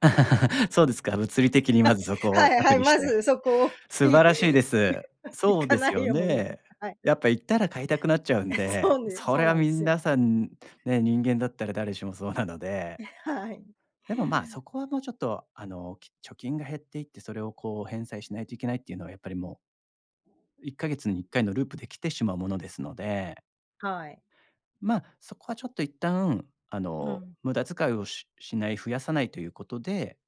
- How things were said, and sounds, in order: laugh; laughing while speaking: "はい はい、まずそこを、い 行かないように"; laughing while speaking: "え、そうです"; laughing while speaking: "え、はい"
- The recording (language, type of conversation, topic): Japanese, advice, 借金の返済と貯金のバランスをどう取ればよいですか？